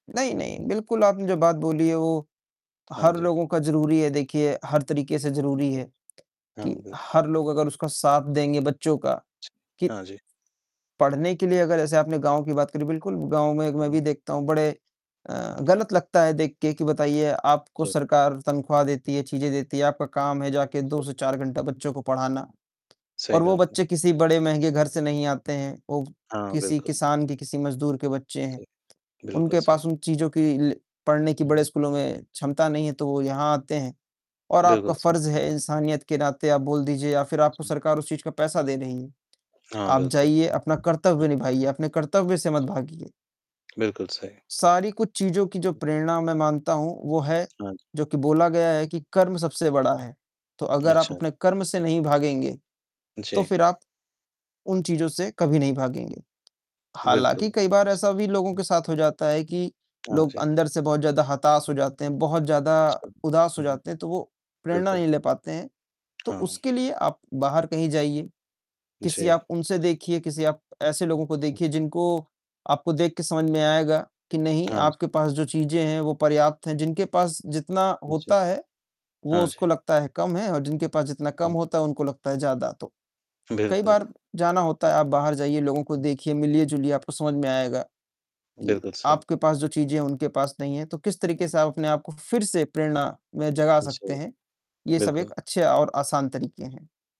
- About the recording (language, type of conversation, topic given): Hindi, unstructured, क्या आपको लगता है कि पढ़ाई के लिए प्रेरणा बाहर से आती है या भीतर से?
- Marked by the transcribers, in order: distorted speech; tapping; unintelligible speech; other background noise; unintelligible speech; mechanical hum; other noise